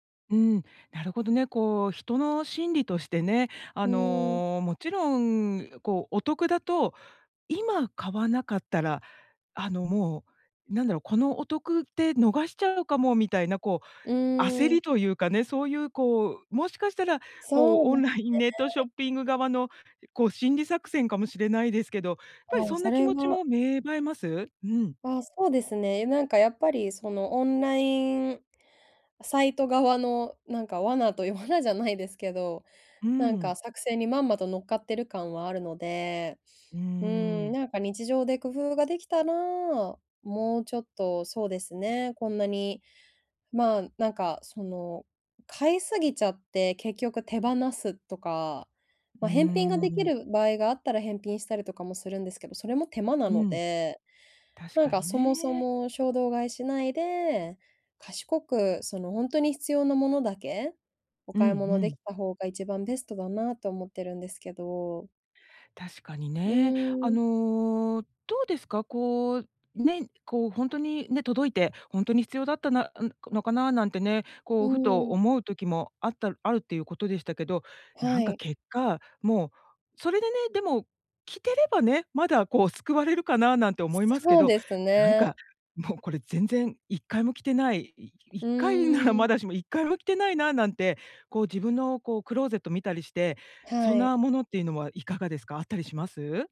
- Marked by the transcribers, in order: none
- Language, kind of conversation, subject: Japanese, advice, 衝動買いを抑えるために、日常でできる工夫は何ですか？